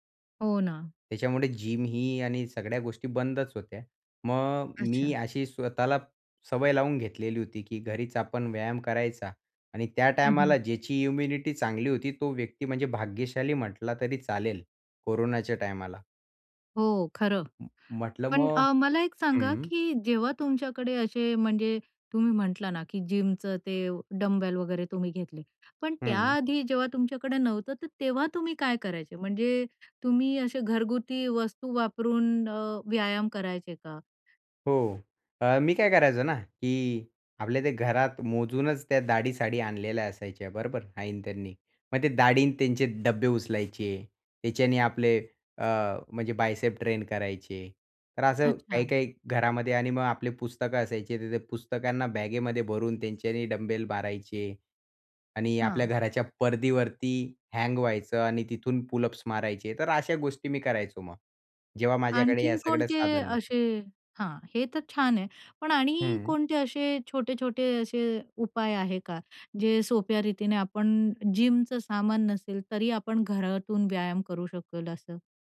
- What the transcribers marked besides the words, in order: in English: "जिम"; in English: "इम्युनिटी"; in English: "जिमचं"; in English: "डंबेल"; other background noise; "डाळी-साळी" said as "दाढी-साडी"; "डाळी" said as "दाढी"; in English: "डंबेल"; in English: "हँग"; in English: "पूलअप्स"; in English: "जिमचं"
- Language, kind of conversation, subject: Marathi, podcast, जिम उपलब्ध नसेल तर घरी कोणते व्यायाम कसे करावेत?